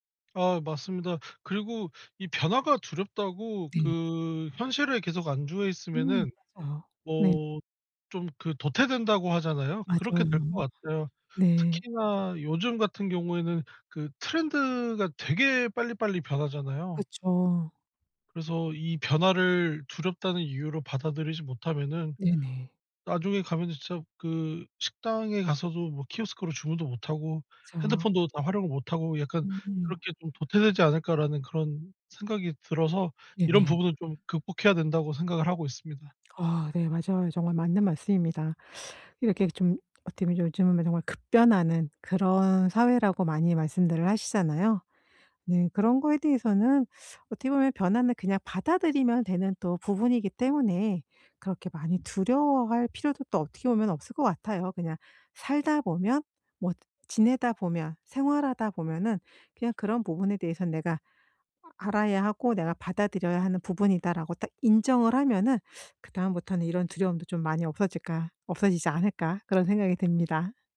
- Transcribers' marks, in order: tapping; in English: "트렌드가"; in English: "키오스크로"; other background noise
- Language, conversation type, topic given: Korean, podcast, 변화가 두려울 때 어떻게 결심하나요?